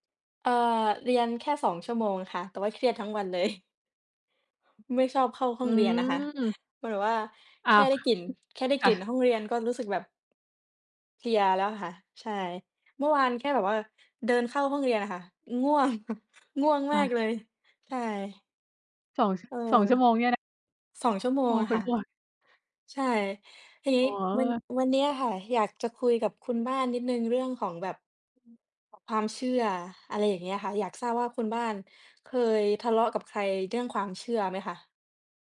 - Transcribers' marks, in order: laughing while speaking: "เลย"; other noise; tapping; chuckle; laughing while speaking: "วัน"
- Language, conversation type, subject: Thai, unstructured, คุณเคยรู้สึกขัดแย้งกับคนที่มีความเชื่อต่างจากคุณไหม?